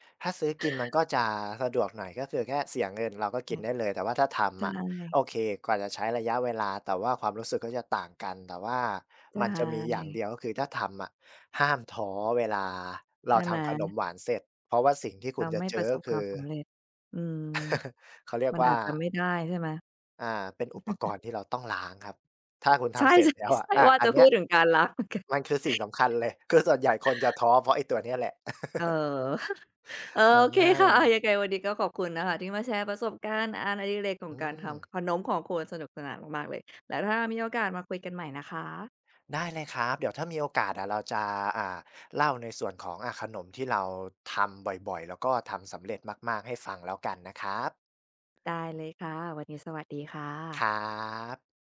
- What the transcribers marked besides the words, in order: chuckle; chuckle; laughing while speaking: "ใช่ ๆ ๆ"; laughing while speaking: "เหมือนกัน"; laugh; chuckle
- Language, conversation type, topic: Thai, podcast, งานอดิเรกอะไรที่คุณอยากแนะนำให้คนอื่นลองทำดู?